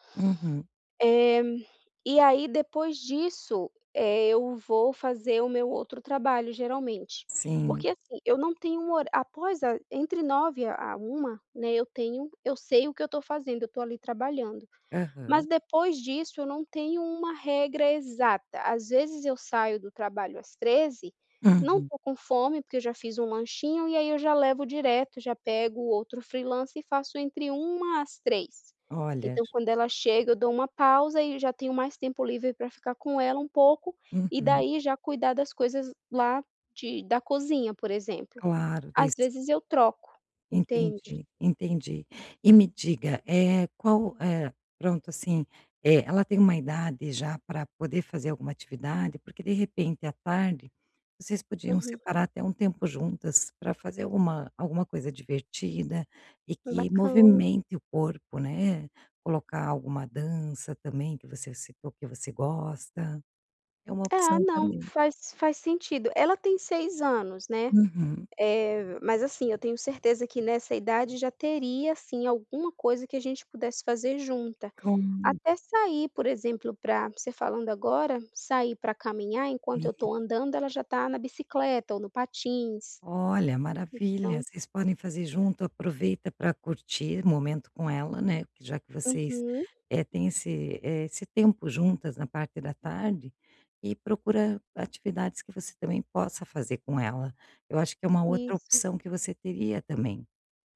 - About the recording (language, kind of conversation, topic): Portuguese, advice, Por que eu sempre adio começar a praticar atividade física?
- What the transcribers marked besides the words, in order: tapping